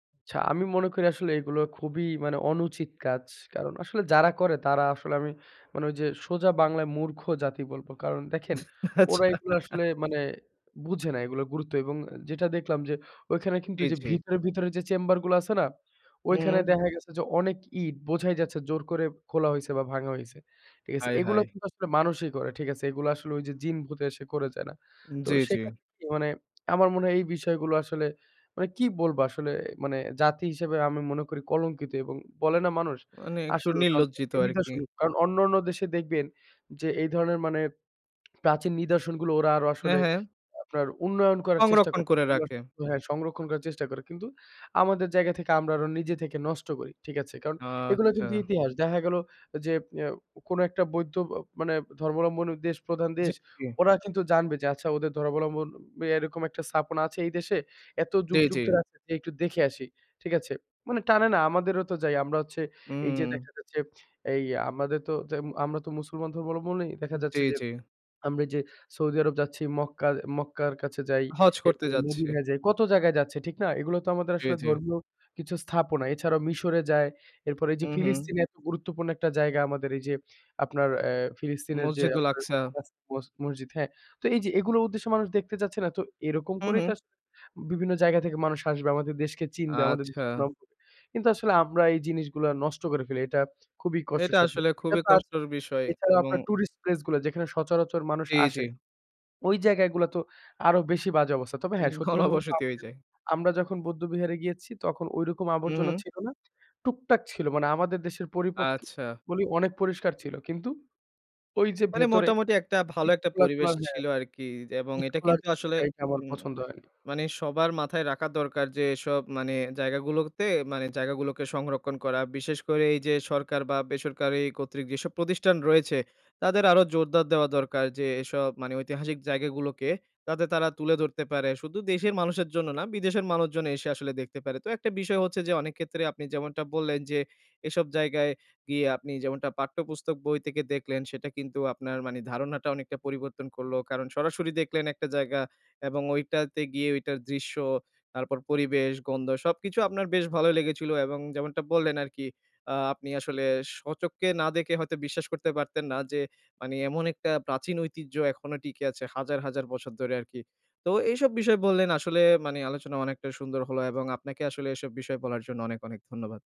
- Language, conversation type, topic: Bengali, podcast, একটি জায়গার ইতিহাস বা স্মৃতিচিহ্ন আপনাকে কীভাবে নাড়া দিয়েছে?
- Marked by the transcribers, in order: chuckle; laughing while speaking: "আচ্ছা"; chuckle; unintelligible speech; chuckle; laughing while speaking: "ঘনবসতি হয়ে যায়"; unintelligible speech